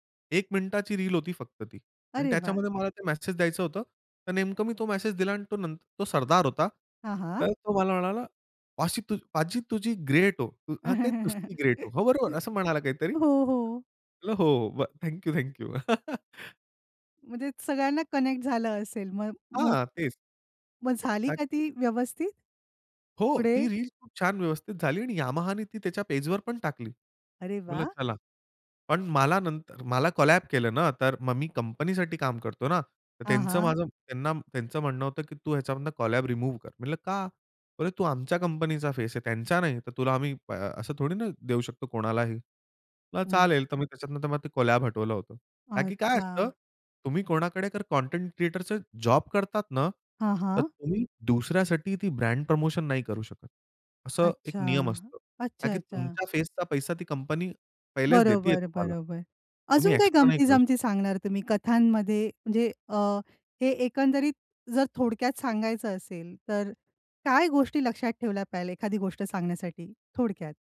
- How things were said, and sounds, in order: laugh; in Punjabi: "तुस्सी ग्रेट हो!"; laughing while speaking: "म्हणल हो, हो. थँक यू, थँक यू"; chuckle; in English: "कोलॅब"; in English: "कोलॅब रिमूव्ह"; "म्हटलं" said as "म्हंल"; in English: "कोलॅब"; in English: "कंटेंट क्रिएटरचे जॉब"; in English: "ब्रँड प्रमोशन"
- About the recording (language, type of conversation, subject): Marathi, podcast, कथा सांगताना ऐकणाऱ्याशी आत्मीय नातं कसं तयार करता?